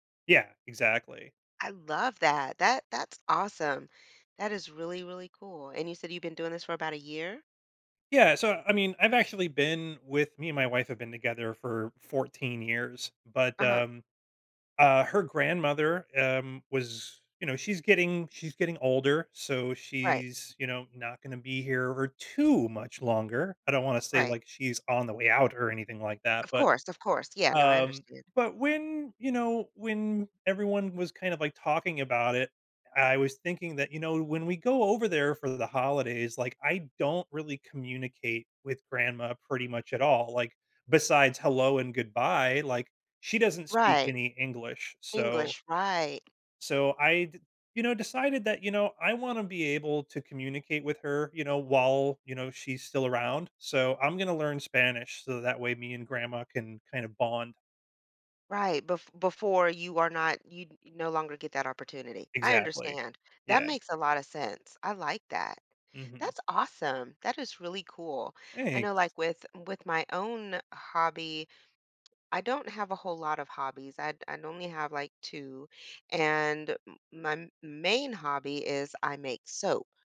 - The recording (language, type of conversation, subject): English, unstructured, How can hobbies reveal parts of my personality hidden at work?
- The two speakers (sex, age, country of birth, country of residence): female, 50-54, United States, United States; male, 40-44, United States, United States
- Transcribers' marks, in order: stressed: "too"